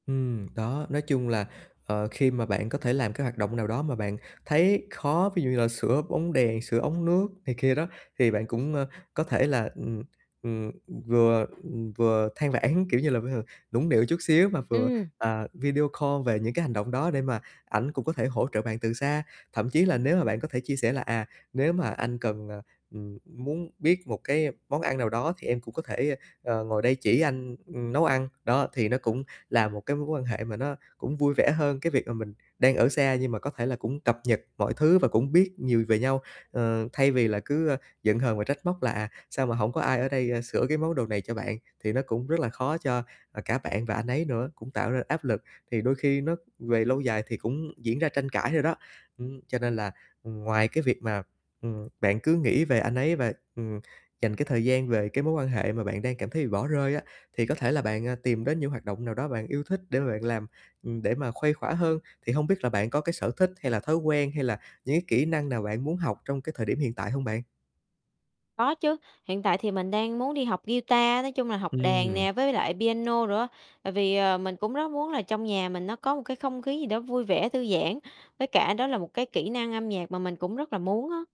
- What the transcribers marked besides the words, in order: tapping; other background noise; in English: "call"
- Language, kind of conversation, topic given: Vietnamese, advice, Làm sao để đối mặt với cảm giác bị bỏ rơi khi bạn đời quá bận rộn với công việc?